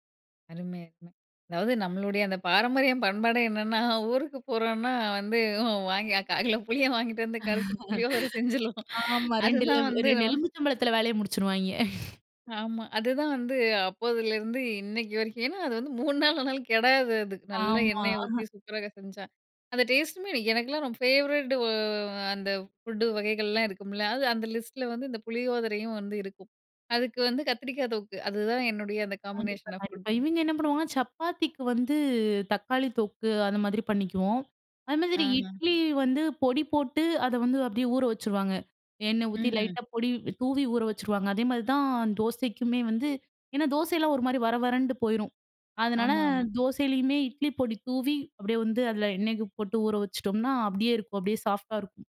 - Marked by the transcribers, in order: laughing while speaking: "பண்பாடே என்னன்னா, ஊருக்கு போறோம்ன்னா வந்து … அதுதான் வந்து நம்ம"; laugh; chuckle; laughing while speaking: "மூணு நாள் ஆனாலும் கெடாது அது"; chuckle; in English: "ஃபேவரெட் ஒ"; in English: "ஃபுட்டு"; in English: "லிஸ்ட்ல"; in English: "காம்பினேஷன் ஆஃப் ஃபுட்"; other background noise; in English: "சாஃப்ட்டா"
- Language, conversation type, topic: Tamil, podcast, உறவினர்களுடன் பகிர்ந்துகொள்ளும் நினைவுகளைத் தூண்டும் உணவு எது?